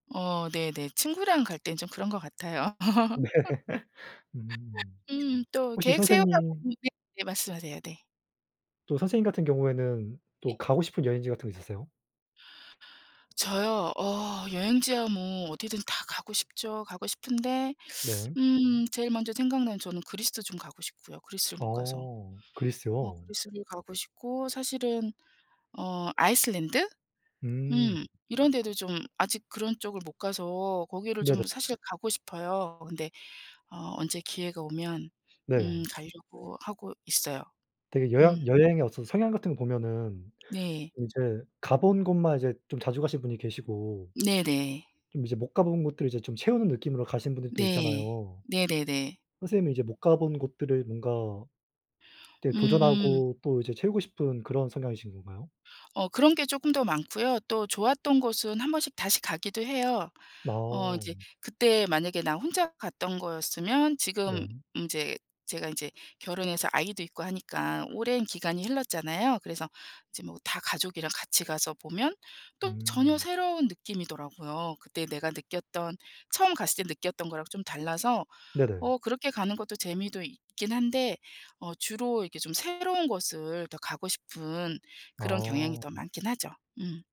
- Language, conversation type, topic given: Korean, unstructured, 친구와 여행을 갈 때 의견 충돌이 생기면 어떻게 해결하시나요?
- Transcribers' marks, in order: laughing while speaking: "네"; laugh; other background noise